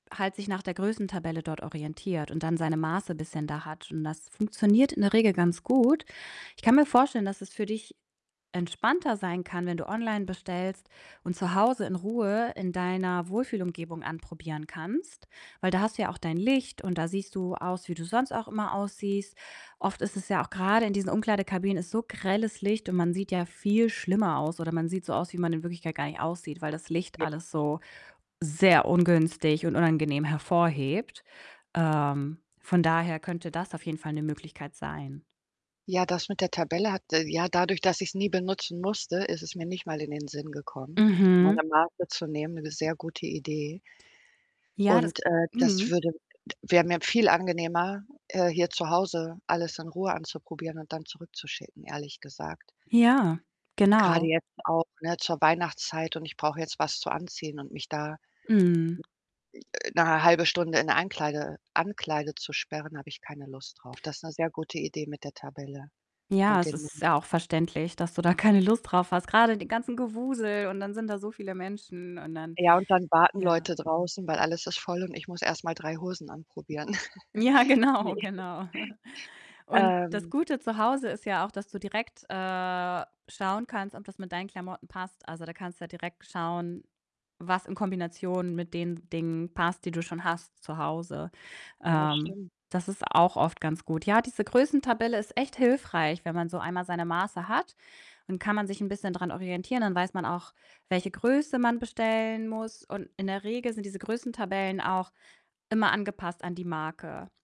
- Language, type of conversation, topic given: German, advice, Wie finde ich Kleidung, die gut passt und mir gefällt?
- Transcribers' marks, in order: distorted speech; unintelligible speech; static; other background noise; other noise; joyful: "keine Lust drauf hast"; tapping; laughing while speaking: "genau, genau"; chuckle; laughing while speaking: "Ne"; chuckle